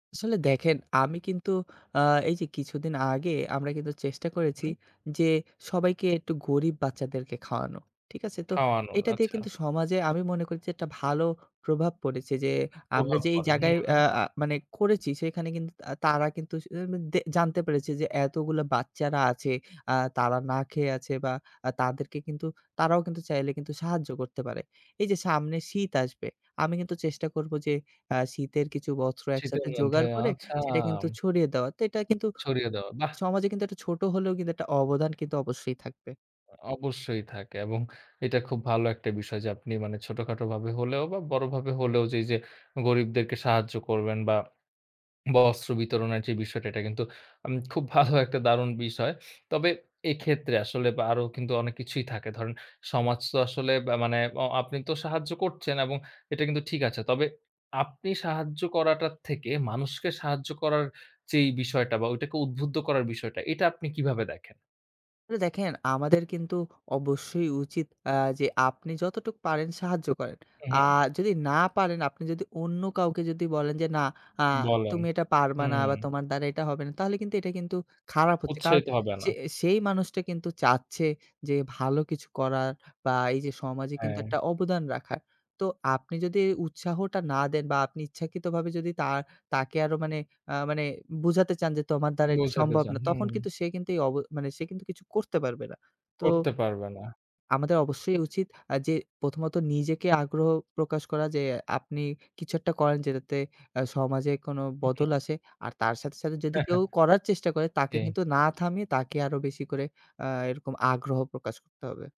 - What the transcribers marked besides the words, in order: other background noise; lip smack; laughing while speaking: "ভালো একটা"; tapping; chuckle
- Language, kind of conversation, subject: Bengali, podcast, আপনি আপনার কাজের মাধ্যমে সমাজে কীভাবে অবদান রাখতে চান?